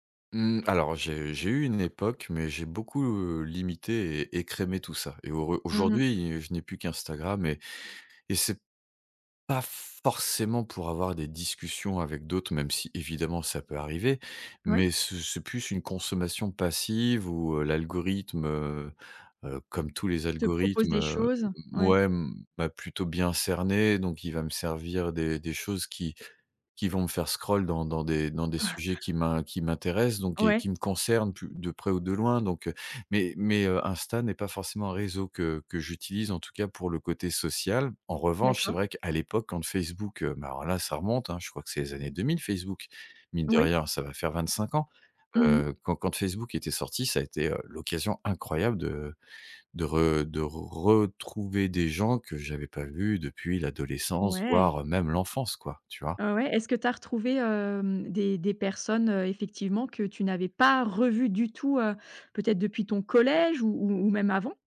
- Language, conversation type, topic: French, podcast, Comment la technologie change-t-elle tes relations, selon toi ?
- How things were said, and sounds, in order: laughing while speaking: "Ah"; stressed: "pas"